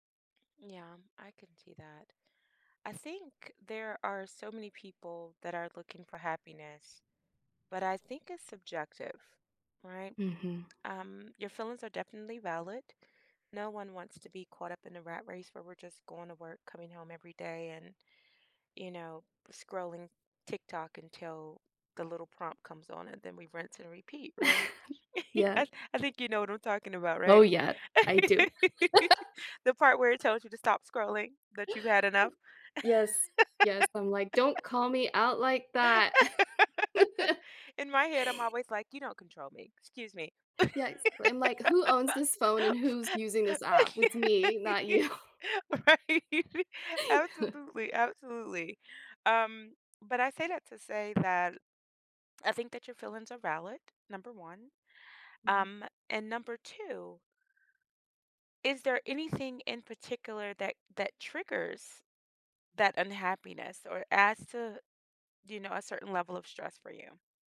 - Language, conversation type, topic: English, advice, How can I increase my daily happiness and reduce stress?
- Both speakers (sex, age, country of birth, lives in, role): female, 40-44, United States, United States, user; female, 45-49, United States, United States, advisor
- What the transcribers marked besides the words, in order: chuckle; giggle; laugh; laugh; chuckle; laugh; laughing while speaking: "Right?"; laughing while speaking: "you"; chuckle